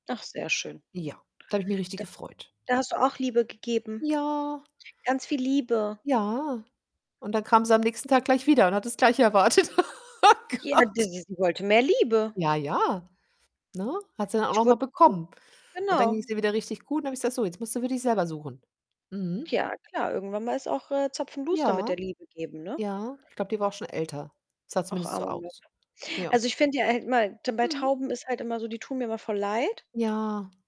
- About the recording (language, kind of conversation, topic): German, unstructured, Wie kann man jeden Tag Liebe zeigen?
- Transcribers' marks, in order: tapping; drawn out: "Ja"; other background noise; laugh; laughing while speaking: "Oh Gott"; unintelligible speech; distorted speech; drawn out: "Ja"